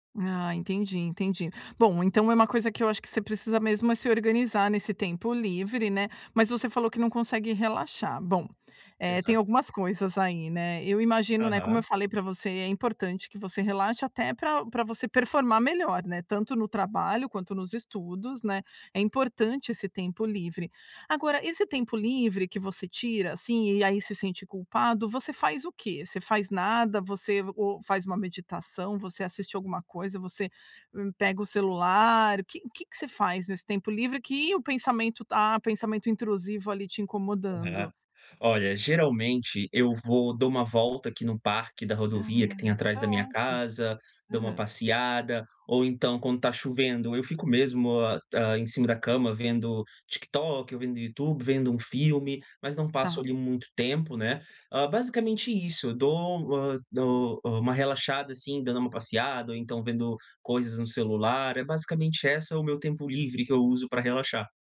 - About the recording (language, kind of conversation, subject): Portuguese, advice, Por que não consigo relaxar no meu tempo livre, mesmo quando tento?
- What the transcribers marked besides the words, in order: "esse" said as "essa"